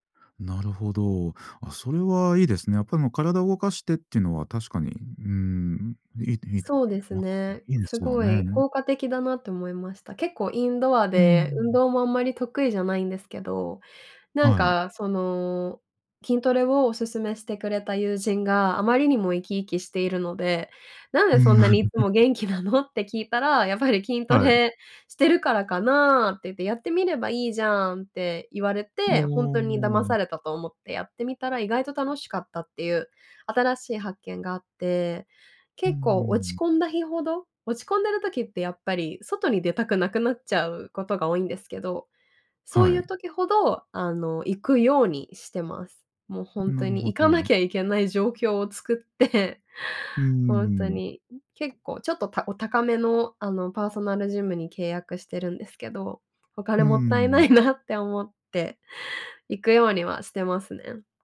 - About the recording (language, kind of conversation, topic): Japanese, podcast, 挫折から立ち直るとき、何をしましたか？
- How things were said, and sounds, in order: other noise; laugh; tapping; laughing while speaking: "もったいないなって"